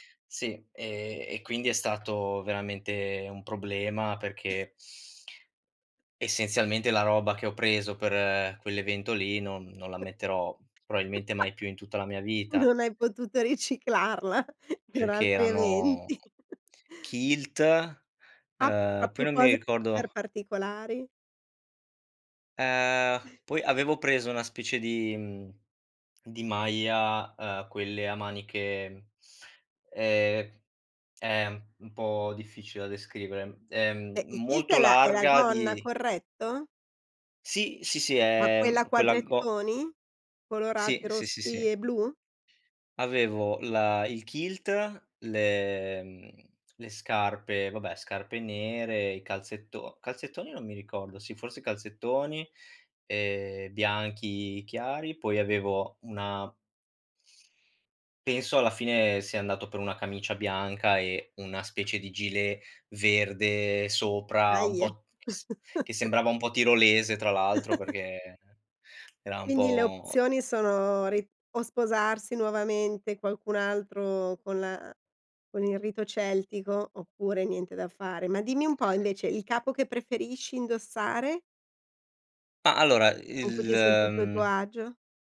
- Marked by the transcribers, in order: other background noise; chuckle; tapping; chuckle; "probabilmente" said as "proabilmente"; laughing while speaking: "riciclarla per altri eventi"; chuckle; "proprio" said as "propio"; chuckle; chuckle
- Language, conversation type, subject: Italian, podcast, Come descriveresti il tuo stile personale?